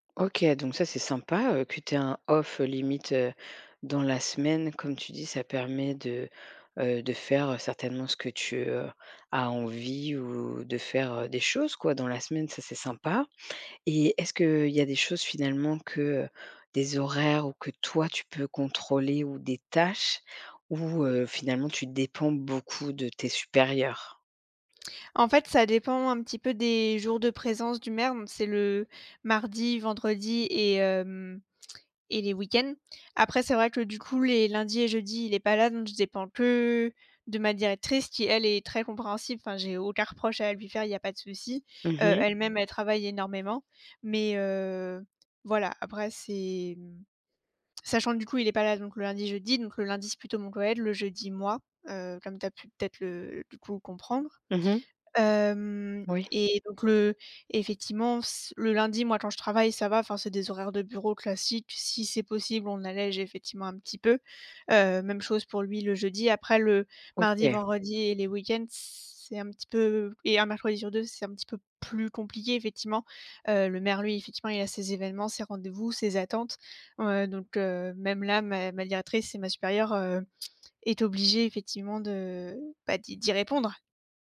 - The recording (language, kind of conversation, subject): French, advice, Comment puis-je rétablir un équilibre entre ma vie professionnelle et ma vie personnelle pour avoir plus de temps pour ma famille ?
- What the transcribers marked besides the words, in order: none